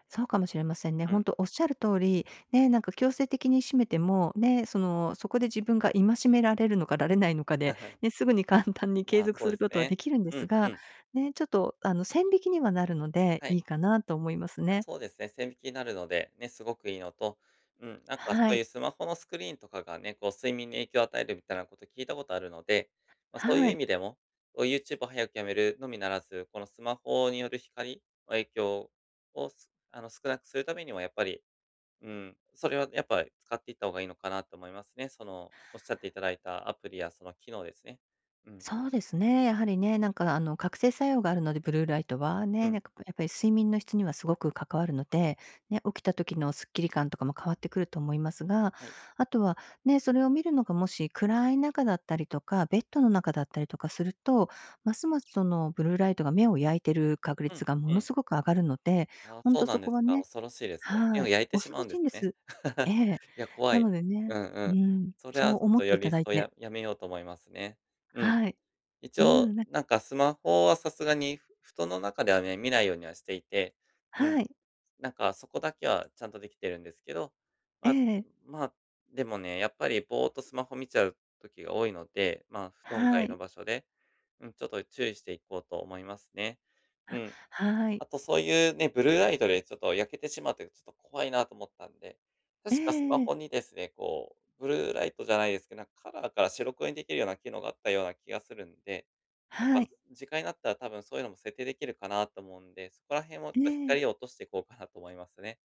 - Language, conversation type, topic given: Japanese, advice, 夜のルーティンを習慣化して続けるコツは何ですか？
- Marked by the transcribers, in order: chuckle; giggle; groan